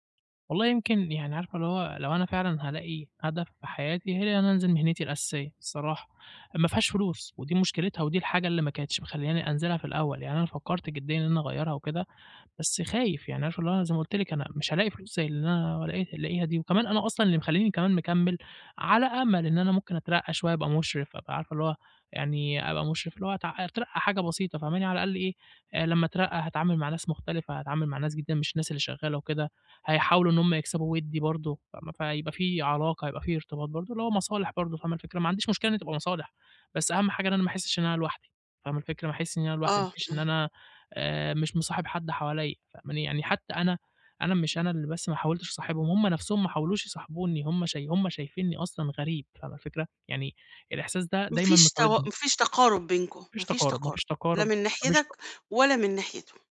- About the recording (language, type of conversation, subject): Arabic, advice, إزاي ألاقي معنى وهدف في شغلي الحالي وأعرف لو مناسب ليا؟
- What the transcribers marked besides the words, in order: tapping